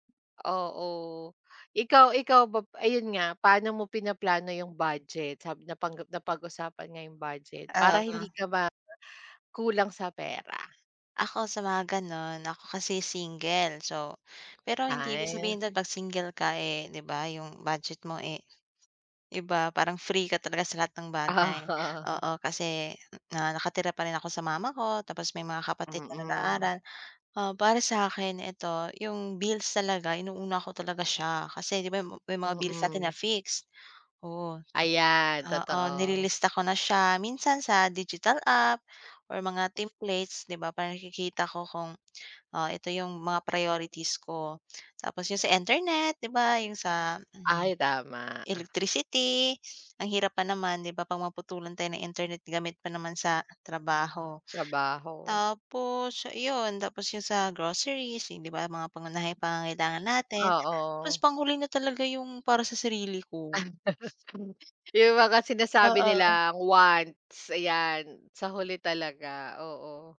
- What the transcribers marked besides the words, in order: tapping; other background noise; laughing while speaking: "Oo"; chuckle
- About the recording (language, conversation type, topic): Filipino, unstructured, Ano ang mga simpleng hakbang para makaiwas sa utang?